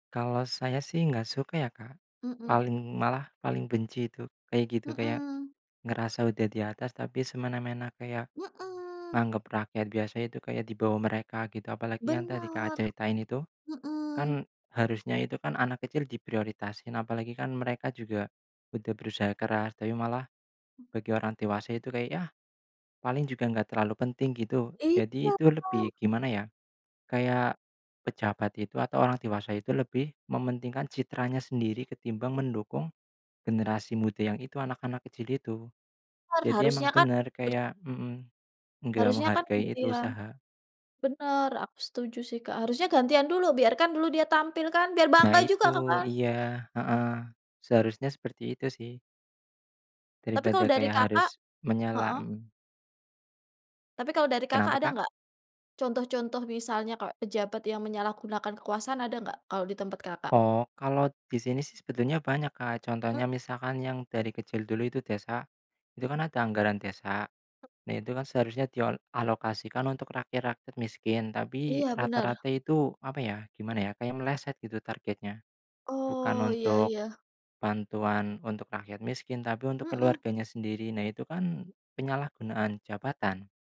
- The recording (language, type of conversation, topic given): Indonesian, unstructured, Bagaimana kamu menanggapi kasus penyalahgunaan kekuasaan oleh pejabat?
- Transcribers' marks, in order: other background noise